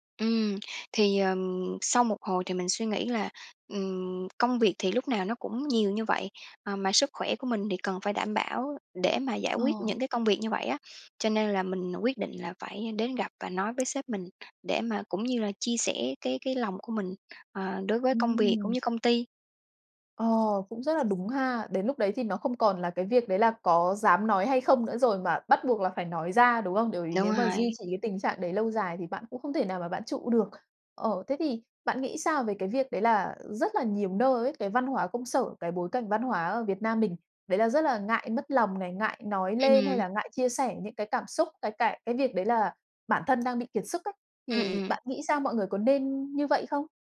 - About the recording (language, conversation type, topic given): Vietnamese, podcast, Bạn nhận ra mình sắp kiệt sức vì công việc sớm nhất bằng cách nào?
- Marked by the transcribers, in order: tapping; other background noise